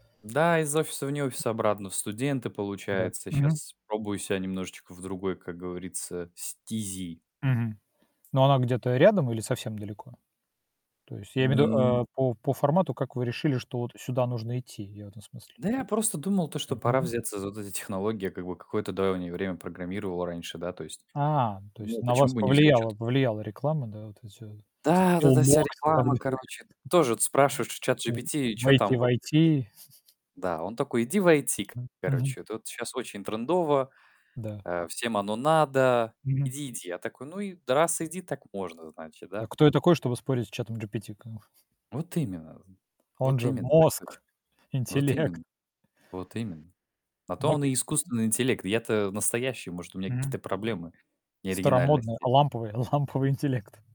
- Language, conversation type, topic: Russian, unstructured, Что чаще всего заставляет вас менять работу?
- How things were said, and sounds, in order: tapping; static; distorted speech; chuckle; chuckle; unintelligible speech; laughing while speaking: "интеллект"; laughing while speaking: "ламповый"